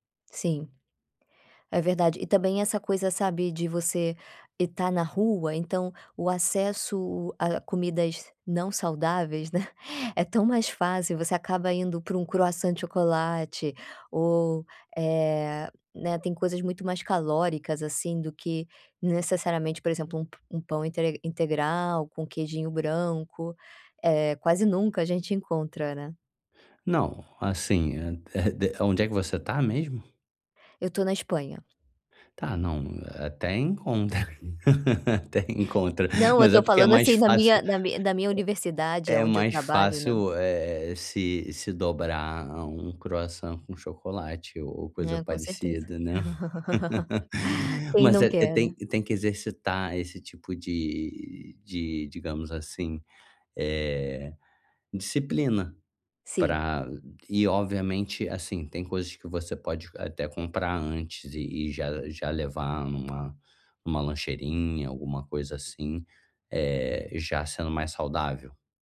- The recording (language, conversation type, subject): Portuguese, advice, Como posso controlar os desejos por comida entre as refeições?
- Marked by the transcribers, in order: chuckle; laugh; laughing while speaking: "até encontra"; laugh